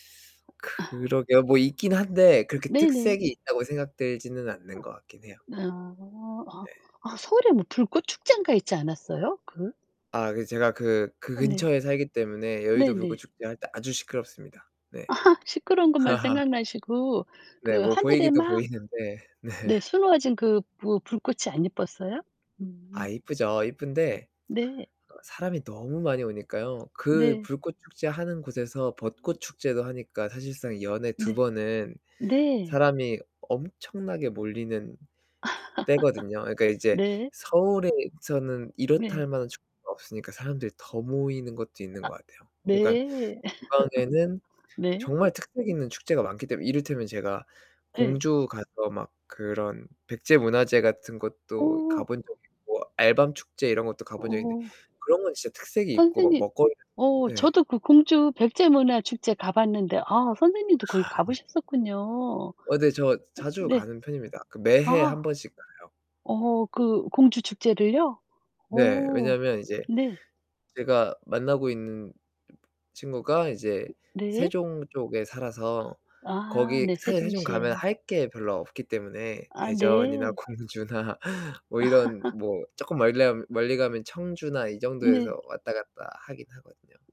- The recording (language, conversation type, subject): Korean, unstructured, 어떤 축제나 명절이 가장 기억에 남으세요?
- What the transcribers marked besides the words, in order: other background noise; laugh; other noise; laughing while speaking: "아"; laugh; laughing while speaking: "보이는데. 네"; laugh; laugh; distorted speech; laughing while speaking: "공주나"; laugh